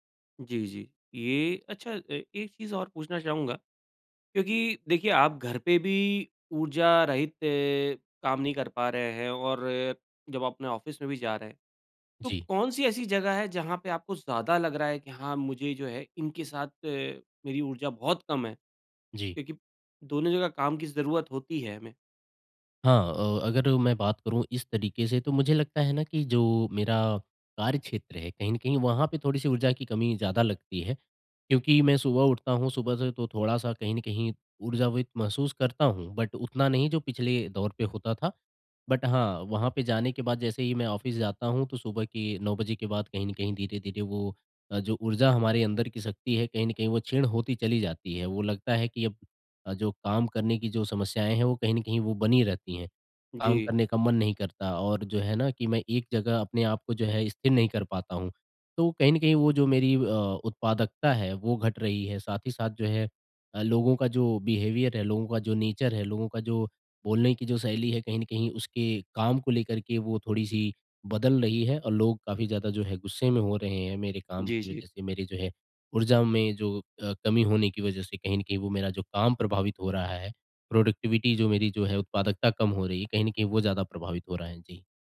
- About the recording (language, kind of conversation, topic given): Hindi, advice, ऊर्जा प्रबंधन और सीमाएँ स्थापित करना
- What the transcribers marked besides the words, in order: in English: "ऑफ़िस"; in English: "बट"; in English: "बट"; in English: "ऑफ़िस"; in English: "बिहेवियर"; in English: "नेचर"; in English: "प्रोडक्टिविटी"